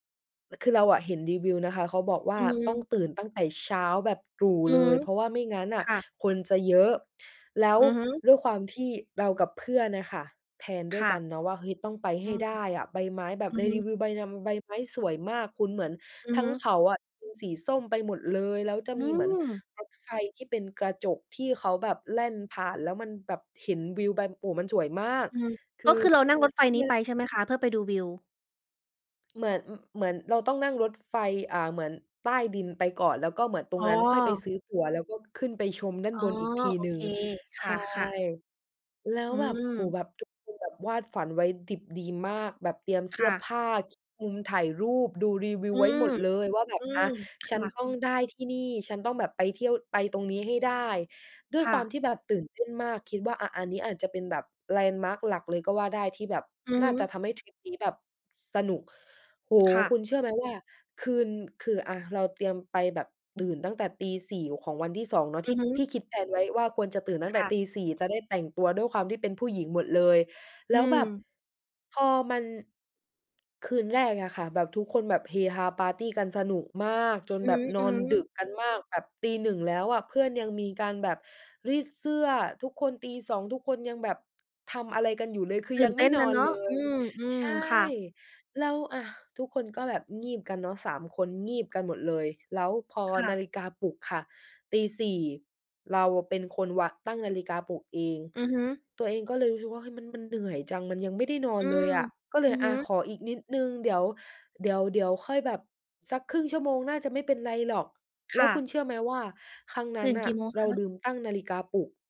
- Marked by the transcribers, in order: in English: "แพลน"; other noise; unintelligible speech; tapping; in English: "แพลน"
- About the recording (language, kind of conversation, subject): Thai, podcast, เคยมีทริปที่ทุกอย่างผิดพลาดแต่กลับสนุกไหม?